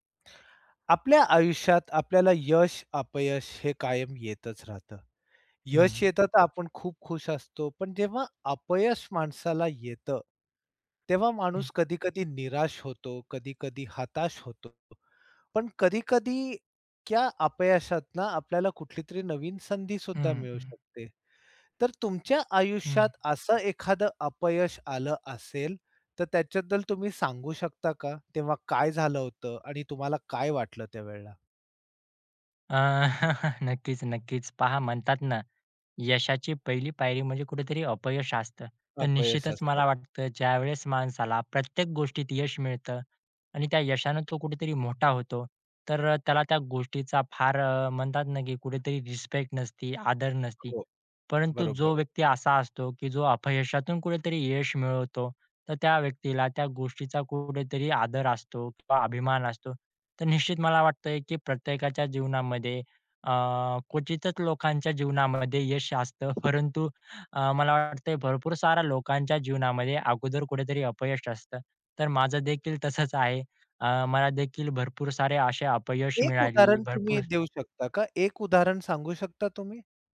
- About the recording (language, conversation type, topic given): Marathi, podcast, एखाद्या अपयशानं तुमच्यासाठी कोणती संधी उघडली?
- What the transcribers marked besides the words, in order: tapping; chuckle; other background noise